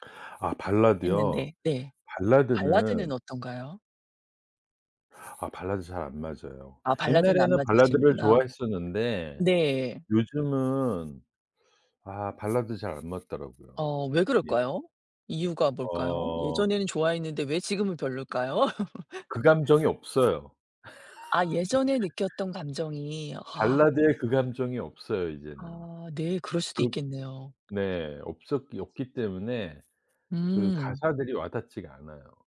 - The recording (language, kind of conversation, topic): Korean, podcast, 좋아하는 음악 장르는 무엇이고, 왜 좋아하시나요?
- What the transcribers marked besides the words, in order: other background noise; tapping; laughing while speaking: "별로일까요?"; laugh